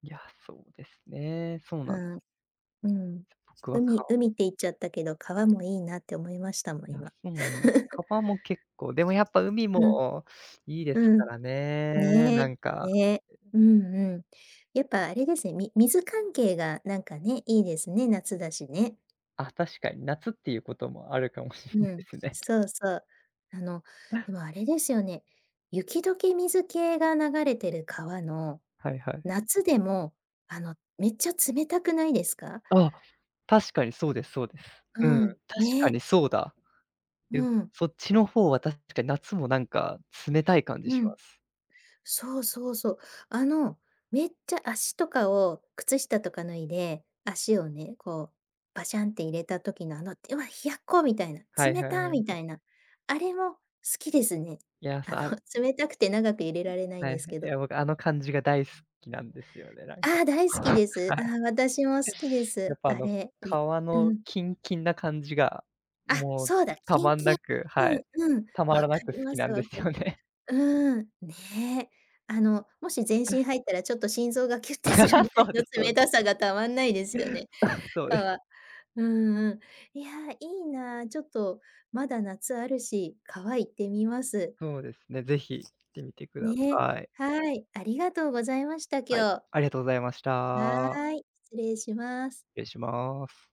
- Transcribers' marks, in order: other background noise; unintelligible speech; chuckle; tapping; chuckle; chuckle; laughing while speaking: "好きなんですよね"; laugh; laughing while speaking: "するぐらいの冷たさがたまんないですよね"
- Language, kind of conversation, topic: Japanese, unstructured, 自然の中で一番好きな場所はどこですか？